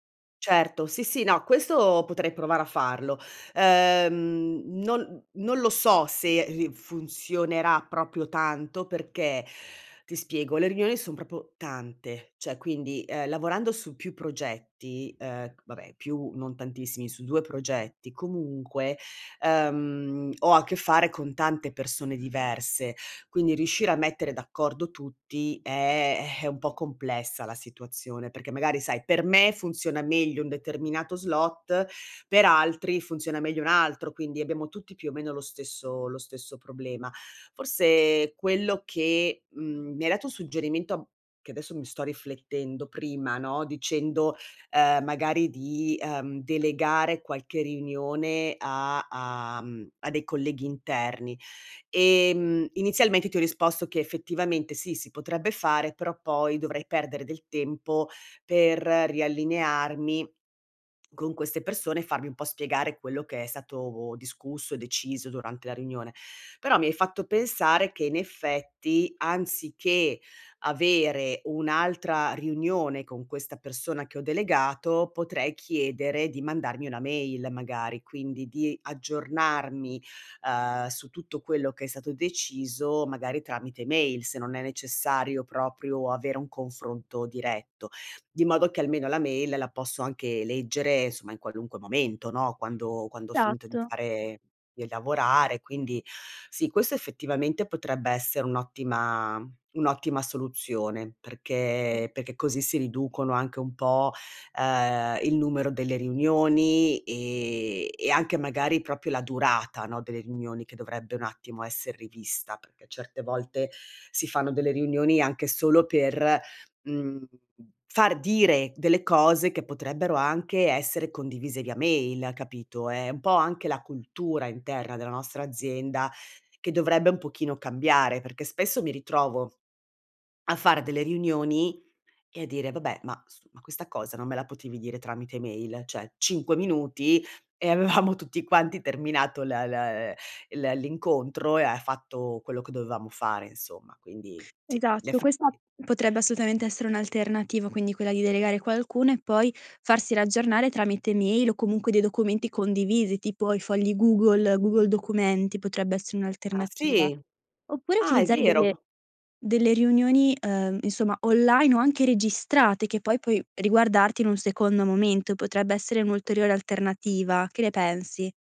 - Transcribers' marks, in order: "proprio" said as "propo"; "cioè" said as "ceh"; sigh; swallow; "Esatto" said as "satto"; other background noise; swallow; "cioè" said as "ceh"; laughing while speaking: "avevamo"
- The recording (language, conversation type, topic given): Italian, advice, Come posso gestire un lavoro frammentato da riunioni continue?